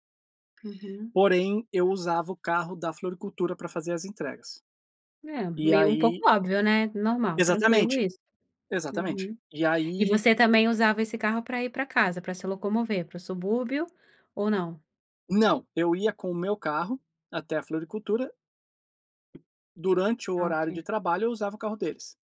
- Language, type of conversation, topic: Portuguese, podcast, Como planejar financeiramente uma transição profissional?
- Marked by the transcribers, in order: tapping